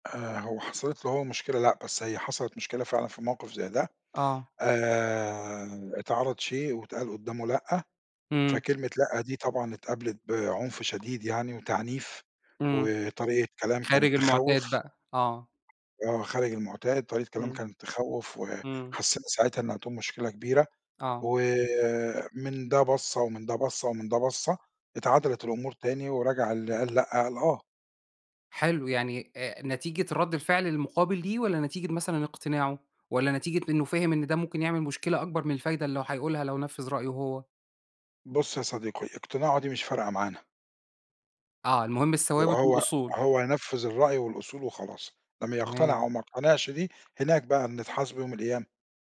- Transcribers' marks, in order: tapping
- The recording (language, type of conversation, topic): Arabic, podcast, إزاي تكلم حد كبير في العيلة بذوق ومن غير ما تزعلُه؟